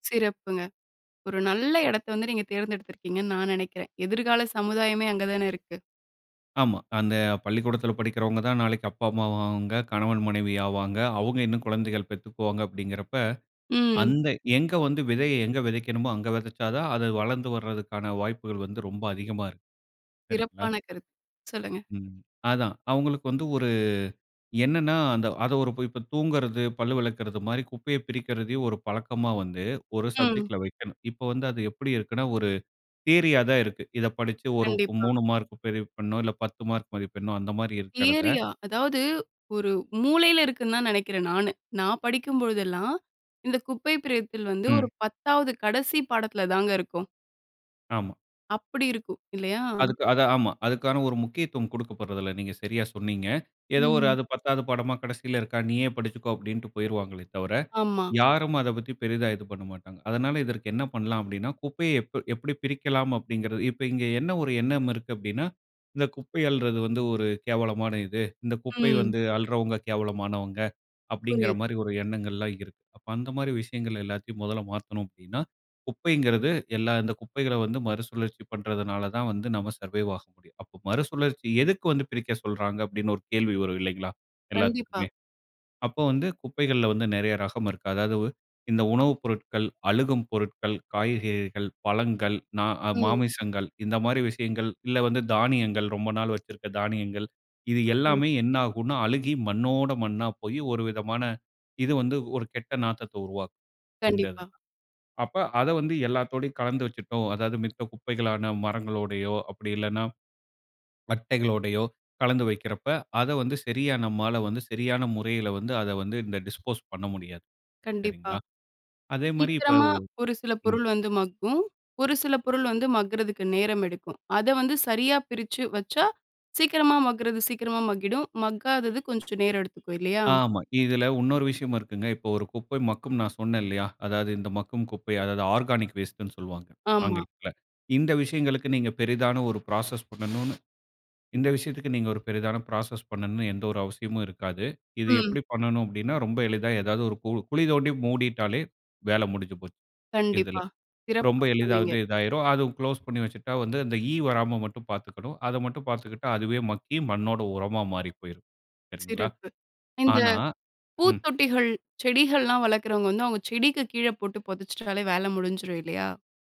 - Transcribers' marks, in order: in English: "தியரியா"; in English: "சர்வைவ்"; in English: "டிஸ்போஸ்"; in English: "ஆர்கானிக் வேஸ்ட்டுன்னு"; in English: "ப்ராசஸ்"; in English: "ப்ராசஸ்"; other background noise; in English: "குளோஸ்"
- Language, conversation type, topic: Tamil, podcast, குப்பை பிரித்தலை எங்கிருந்து தொடங்கலாம்?